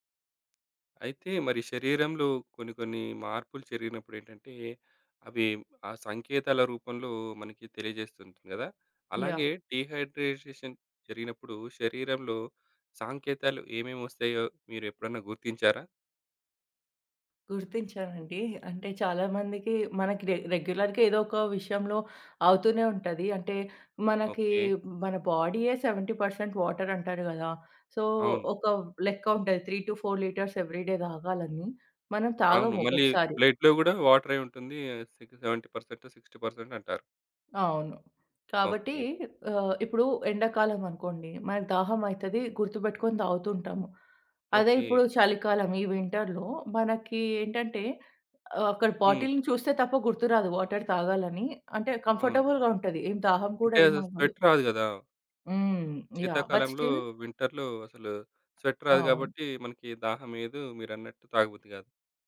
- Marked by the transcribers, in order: other background noise; in English: "డీహైడ్రేటేషన్"; in English: "రె రెగ్యులర్‌గా"; in English: "సెవెంటీ పర్సెంట్ వాటర్"; in English: "సో"; in English: "త్రీ టు ఫోర్ లిటర్స్ ఎవ్రీ డే"; in English: "బ్లడ్‌లో"; in English: "సెవెంటీ పర్సెంటు సిక్స్టీ పర్సెంట్"; in English: "వింటర్‌లో"; in English: "బాటిల్‌ని"; in English: "వాటర్"; in English: "కంఫర్టబుల్‌గా"; in English: "స్వెట్"; in English: "బట్ స్టిల్"; in English: "వింటర్‌లో"; in English: "స్వెట్"
- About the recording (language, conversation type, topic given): Telugu, podcast, హైడ్రేషన్ తగ్గినప్పుడు మీ శరీరం చూపించే సంకేతాలను మీరు గుర్తించగలరా?